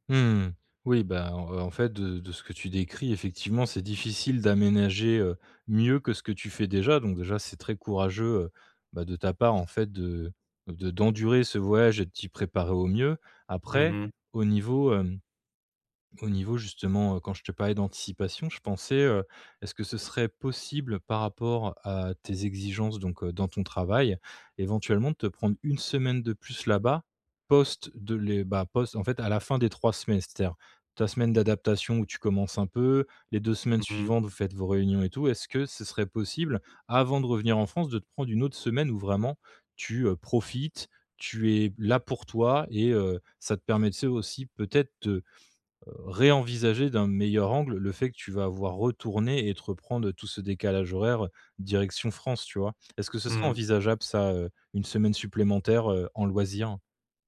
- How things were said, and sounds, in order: other background noise; stressed: "réenvisager"
- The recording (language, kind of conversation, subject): French, advice, Comment vivez-vous le décalage horaire après un long voyage ?